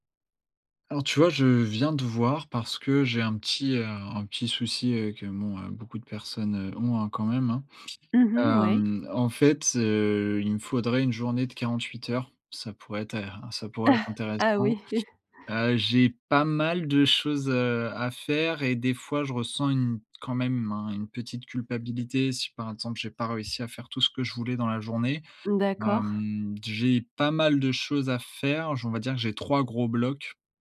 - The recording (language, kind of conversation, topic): French, advice, Comment faire pour gérer trop de tâches et pas assez d’heures dans la journée ?
- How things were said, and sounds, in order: chuckle; laughing while speaking: "Ah oui"; other background noise